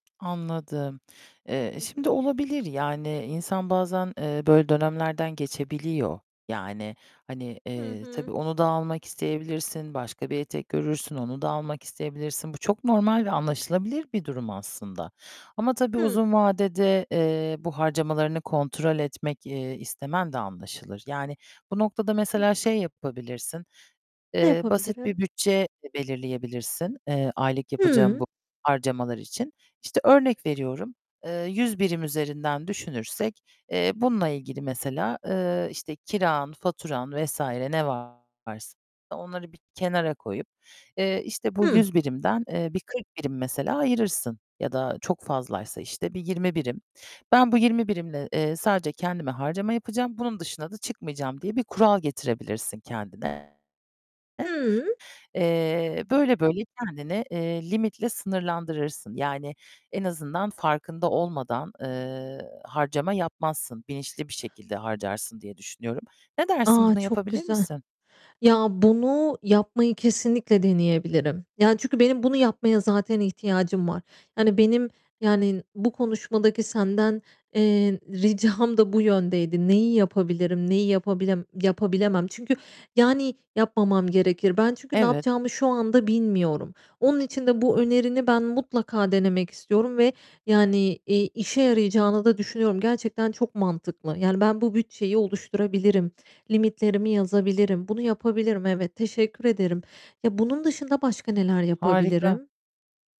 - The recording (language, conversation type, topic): Turkish, advice, Harcamalarınızı kontrol edemeyip tekrar tekrar borçlanma alışkanlığınızı anlatır mısınız?
- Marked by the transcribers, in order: other background noise; distorted speech; tapping; static